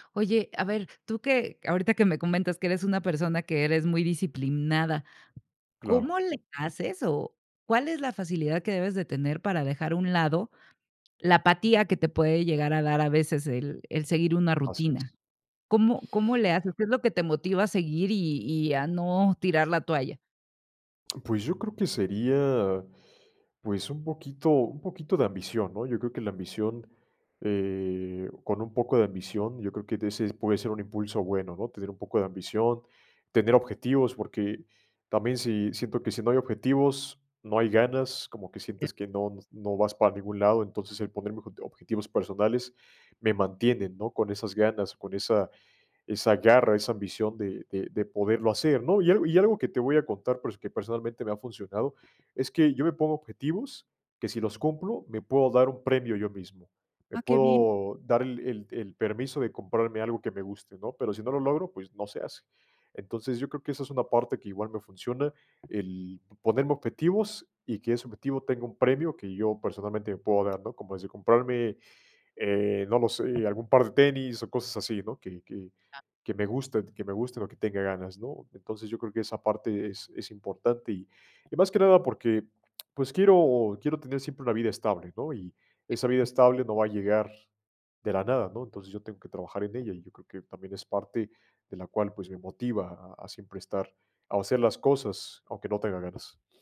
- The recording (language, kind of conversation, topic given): Spanish, podcast, ¿Cómo combinas el trabajo, la familia y el aprendizaje personal?
- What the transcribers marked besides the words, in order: tapping; other background noise; other noise; unintelligible speech